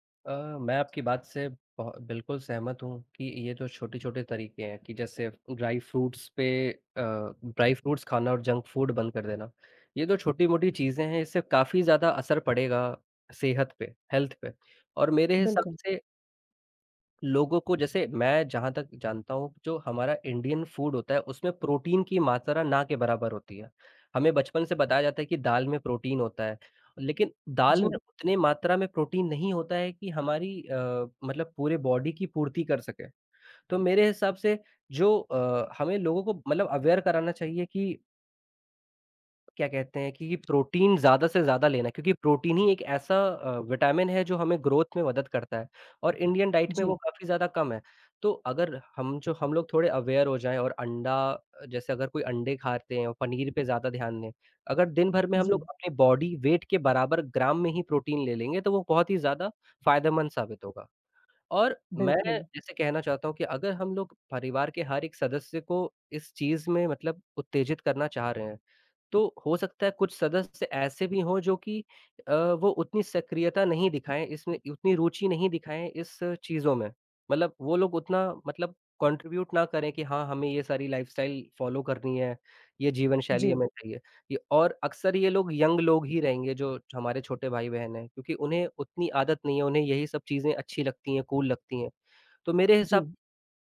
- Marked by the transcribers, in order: in English: "ड्राइ फ्रूट्स"; in English: "ड्राइ फ्रूट्स"; in English: "जंक फूड"; in English: "हेल्थ"; in English: "इंडियन फूड"; in English: "बॉडी"; in English: "अवेयर"; tapping; in English: "ग्रोथ"; in English: "इंडियन डाइट"; in English: "अवेयर"; in English: "बॉडी वेट"; in English: "कॉन्ट्रिब्यूट"; in English: "लाइफ़स्टाइल फॉलो"; unintelligible speech; in English: "यंग"; in English: "कूल"
- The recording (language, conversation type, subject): Hindi, unstructured, हम अपने परिवार को अधिक सक्रिय जीवनशैली अपनाने के लिए कैसे प्रेरित कर सकते हैं?
- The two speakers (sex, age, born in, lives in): female, 35-39, India, India; male, 18-19, India, India